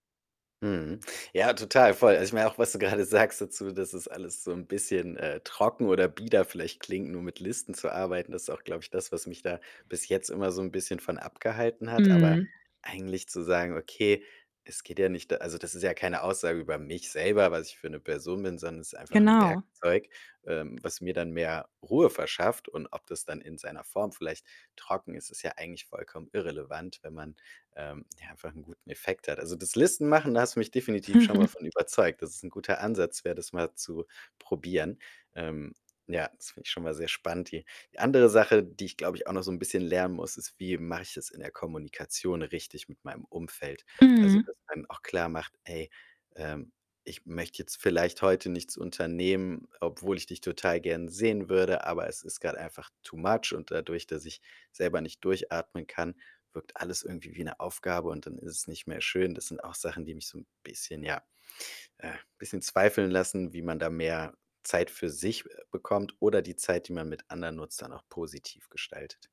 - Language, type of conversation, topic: German, advice, Warum habe ich am Wochenende nie wirklich frei, weil immer unerledigte Aufgaben übrig bleiben?
- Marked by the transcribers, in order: laughing while speaking: "grade sagst"; other background noise; distorted speech; chuckle; in English: "too much"